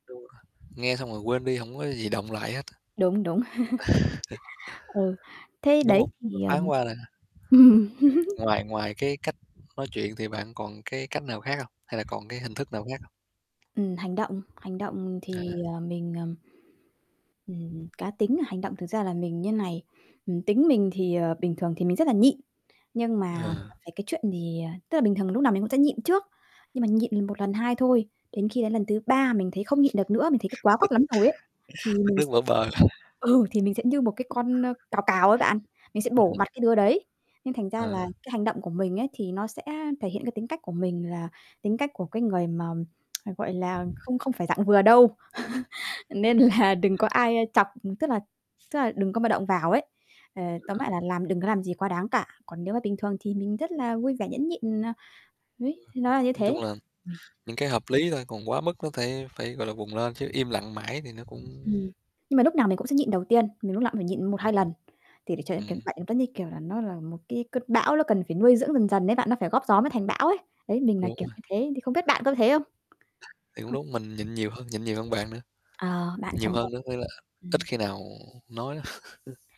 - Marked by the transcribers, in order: distorted speech; tapping; laughing while speaking: "Ờ"; chuckle; laugh; other background noise; chuckle; chuckle; unintelligible speech; tongue click; chuckle; laughing while speaking: "Nên là"; unintelligible speech; unintelligible speech; static; unintelligible speech; unintelligible speech; unintelligible speech; chuckle
- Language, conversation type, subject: Vietnamese, unstructured, Bạn thường thể hiện cá tính của mình qua phong cách như thế nào?